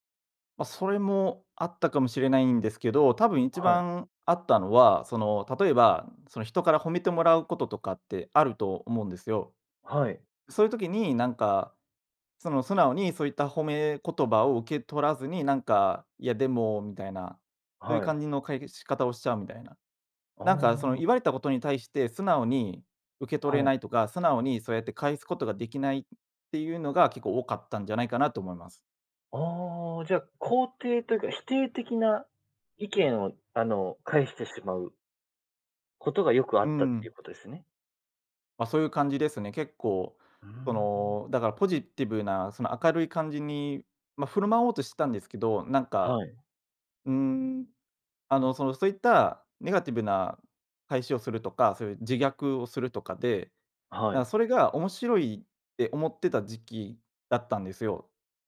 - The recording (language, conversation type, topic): Japanese, podcast, 誰かの一言で人生の進む道が変わったことはありますか？
- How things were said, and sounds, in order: other background noise